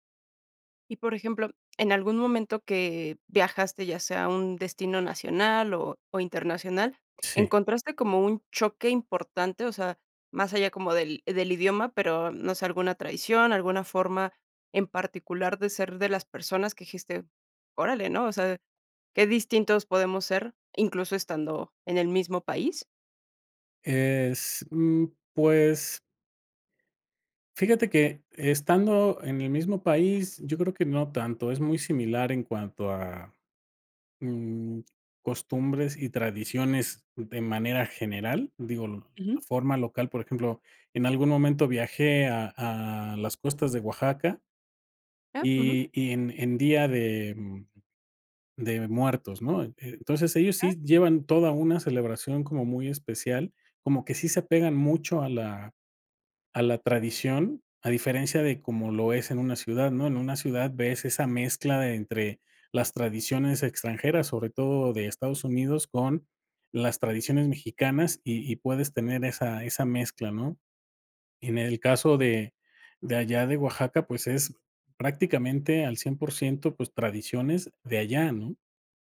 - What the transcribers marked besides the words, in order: none
- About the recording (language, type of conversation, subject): Spanish, podcast, ¿Qué aprendiste sobre la gente al viajar por distintos lugares?